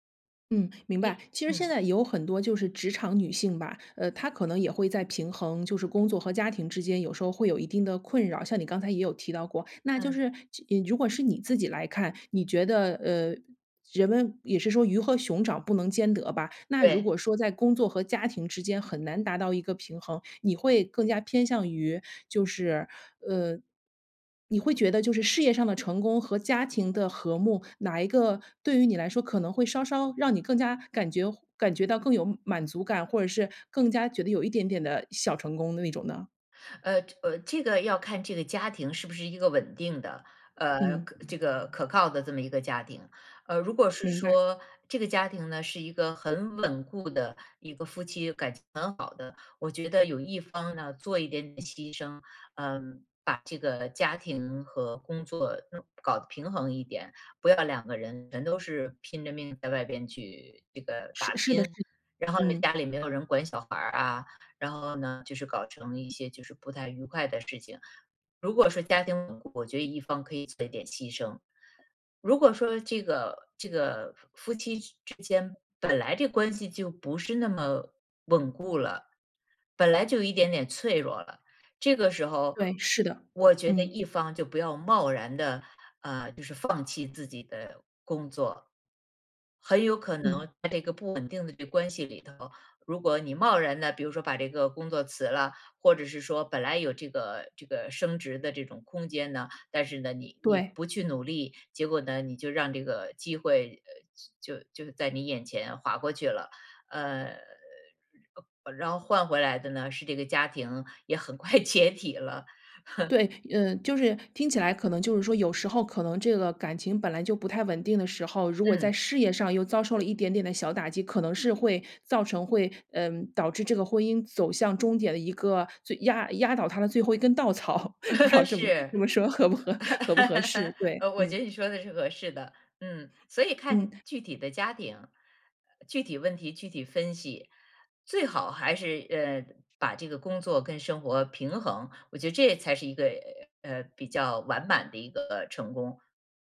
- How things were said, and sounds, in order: tapping; other background noise; laughing while speaking: "快解体了"; chuckle; laugh; laughing while speaking: "不知道这么 这么说合不合 合不合适？"; laugh
- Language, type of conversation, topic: Chinese, podcast, 你觉得成功一定要高薪吗？